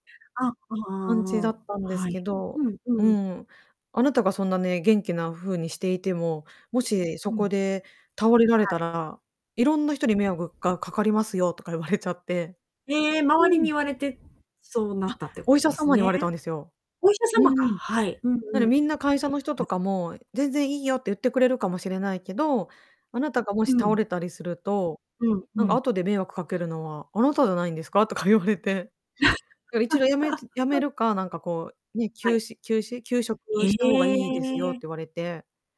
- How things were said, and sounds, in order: distorted speech; static; chuckle
- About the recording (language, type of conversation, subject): Japanese, podcast, 仕事を選ぶとき、給料とやりがいのどちらを重視しますか、それは今と将来で変わりますか？